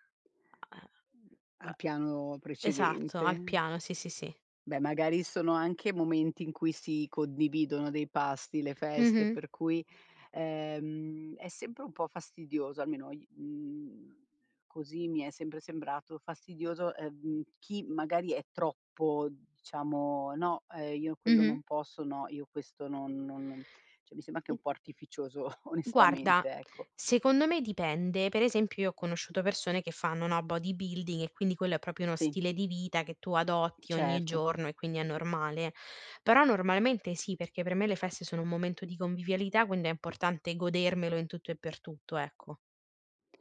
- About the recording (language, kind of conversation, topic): Italian, podcast, Come prepari piatti nutrienti e veloci per tutta la famiglia?
- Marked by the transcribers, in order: other noise; "cioè" said as "ceh"; "sembra" said as "semba"; unintelligible speech; laughing while speaking: "onestamente"; "proprio" said as "propio"